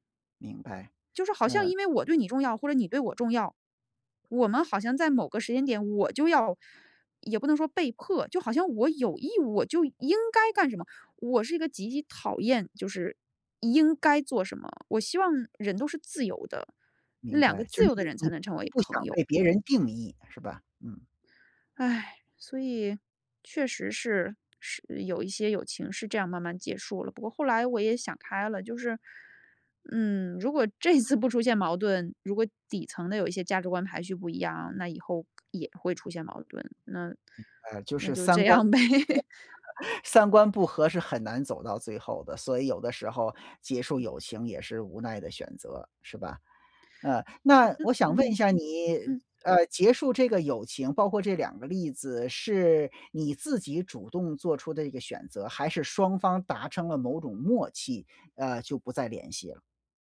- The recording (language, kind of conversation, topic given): Chinese, podcast, 什么时候你会选择结束一段友情？
- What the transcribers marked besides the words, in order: stressed: "应该"; stressed: "应该"; stressed: "定义"; laughing while speaking: "这次"; laughing while speaking: "那就这样呗"